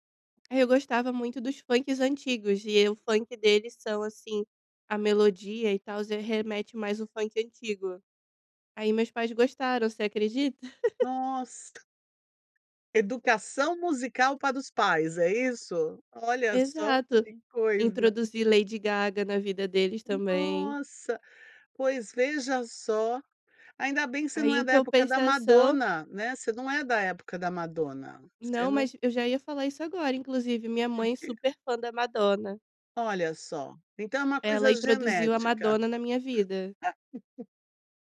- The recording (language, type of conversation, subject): Portuguese, podcast, Você se lembra de alguma descoberta musical que virou vício para você?
- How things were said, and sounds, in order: tapping; chuckle; other background noise; chuckle